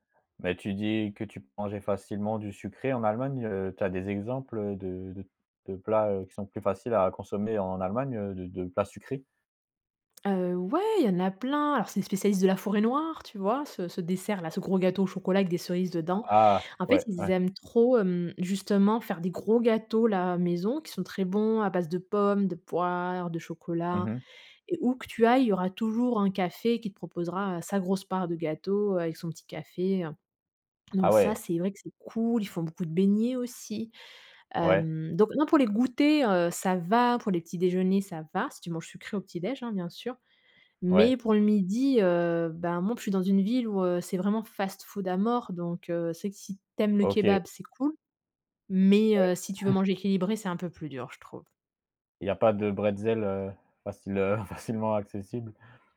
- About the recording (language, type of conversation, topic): French, podcast, Comment t’organises-tu pour cuisiner quand tu as peu de temps ?
- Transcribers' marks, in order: stressed: "sucrés"; stressed: "ouais"; "déjeuner" said as "déj"; stressed: "Mais"; tapping; chuckle; laughing while speaking: "facile, heu, facilement"